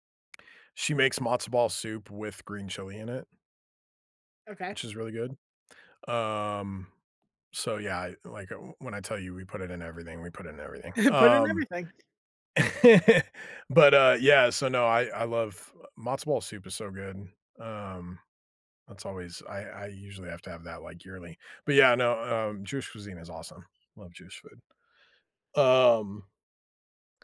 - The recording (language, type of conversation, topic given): English, unstructured, How can I recreate the foods that connect me to my childhood?
- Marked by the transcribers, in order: chuckle; laugh; other background noise